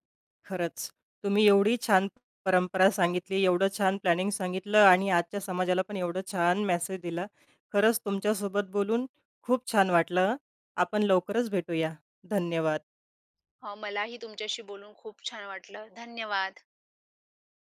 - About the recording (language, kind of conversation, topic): Marathi, podcast, तुमच्या घरात पिढ्यानपिढ्या चालत आलेली कोणती परंपरा आहे?
- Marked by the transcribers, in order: in English: "प्लॅनिंग"